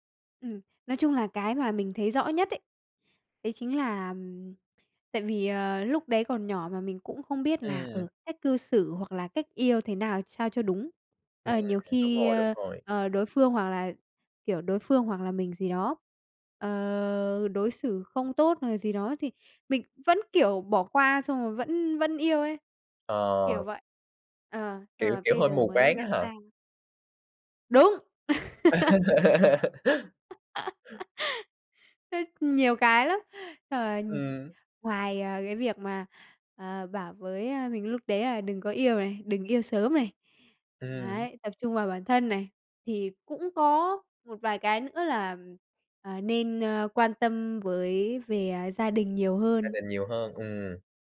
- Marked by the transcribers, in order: tapping; other background noise; laugh
- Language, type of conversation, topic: Vietnamese, podcast, Bạn muốn nói điều gì với chính mình ở tuổi trẻ?